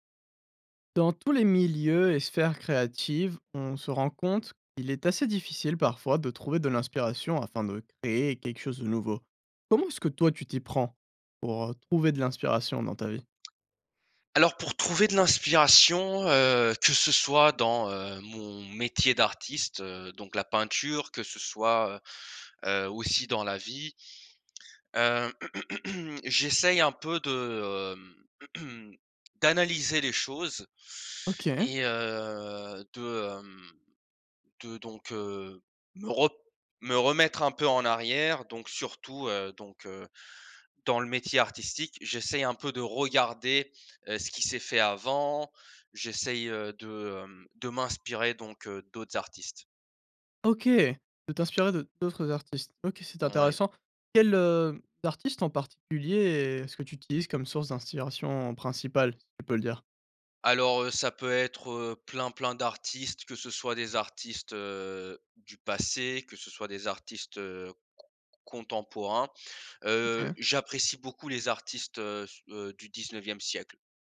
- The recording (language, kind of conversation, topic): French, podcast, Comment trouves-tu l’inspiration pour créer quelque chose de nouveau ?
- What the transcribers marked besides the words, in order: tapping; throat clearing; drawn out: "heu"; drawn out: "hem"; drawn out: "particulier"; "d'inspiration" said as "d'inssiration"